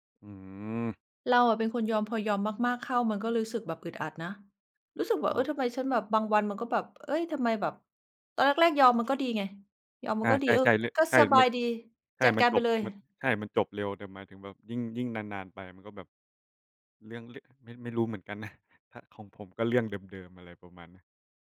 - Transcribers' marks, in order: none
- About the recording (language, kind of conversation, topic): Thai, unstructured, คุณคิดว่าการพูดความจริงแม้จะทำร้ายคนอื่นสำคัญไหม?